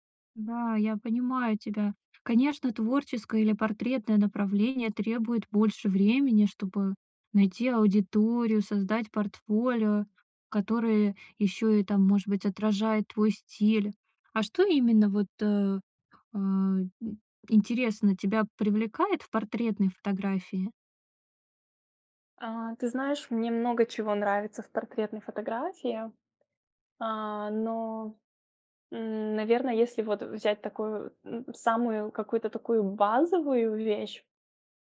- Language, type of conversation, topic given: Russian, advice, Как принять, что разрыв изменил мои жизненные планы, и не терять надежду?
- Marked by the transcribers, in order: tapping